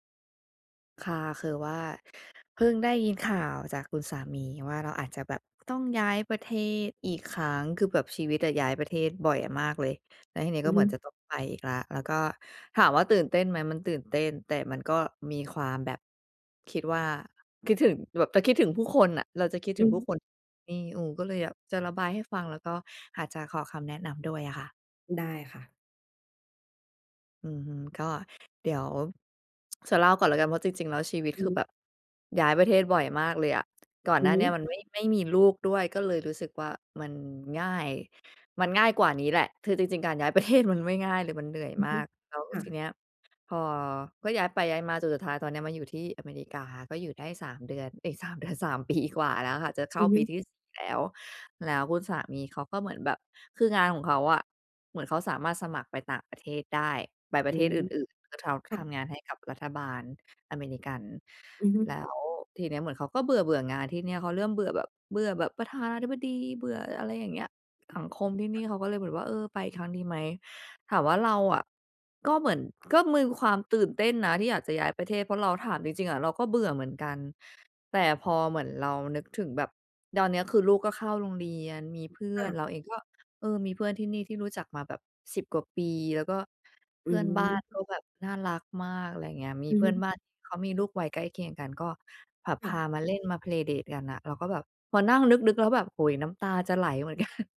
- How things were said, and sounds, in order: other background noise; in English: "play date"; laughing while speaking: "เหมือนกัน"
- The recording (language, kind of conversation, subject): Thai, advice, จะรับมือกับความรู้สึกผูกพันกับที่เดิมอย่างไรเมื่อจำเป็นต้องย้ายไปอยู่ที่ใหม่?